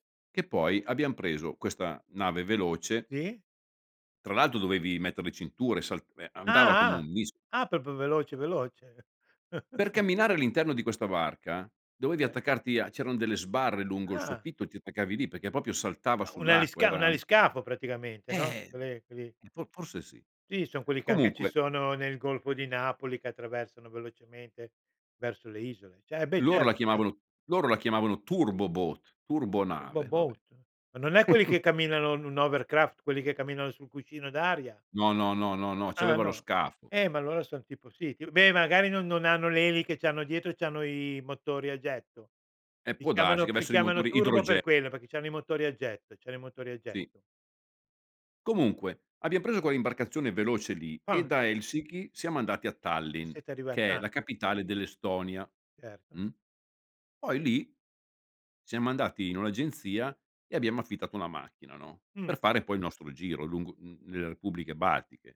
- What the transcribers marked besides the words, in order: "proprio" said as "popio"; chuckle; "proprio" said as "popio"; chuckle; unintelligible speech
- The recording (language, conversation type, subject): Italian, podcast, Raccontami di una volta in cui ti sei perso durante un viaggio: com’è andata?